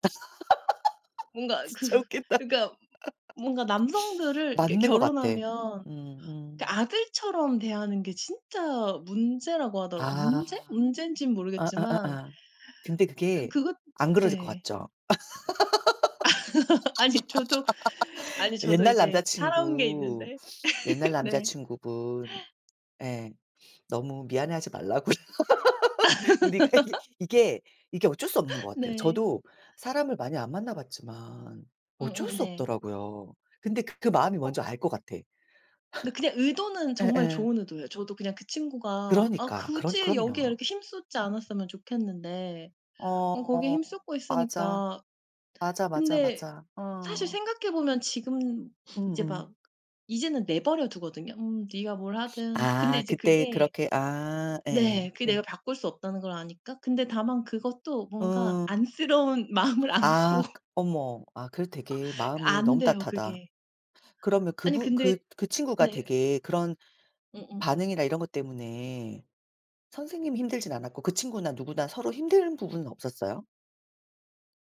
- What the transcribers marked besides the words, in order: laugh; laughing while speaking: "진짜 웃긴다"; other background noise; laugh; laughing while speaking: "아니 저도"; laugh; laughing while speaking: "말라고요. 우리가 예"; laugh; sigh; sniff; laughing while speaking: "안쓰러운 마음을 안고"
- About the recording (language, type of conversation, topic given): Korean, unstructured, 자신의 가치관을 지키는 것이 어려웠던 적이 있나요?